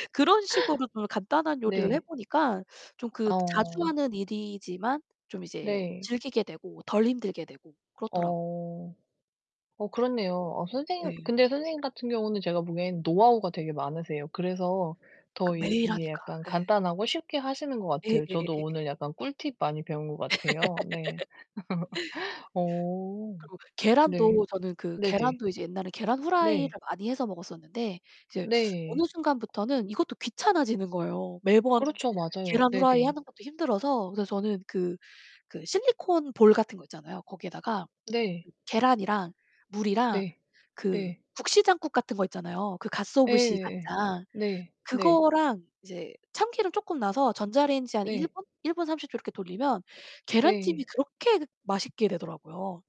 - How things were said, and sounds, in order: other background noise; distorted speech; laugh; laugh; drawn out: "어"; tapping; teeth sucking
- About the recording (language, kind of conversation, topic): Korean, unstructured, 요즘 가장 자주 하는 일은 무엇인가요?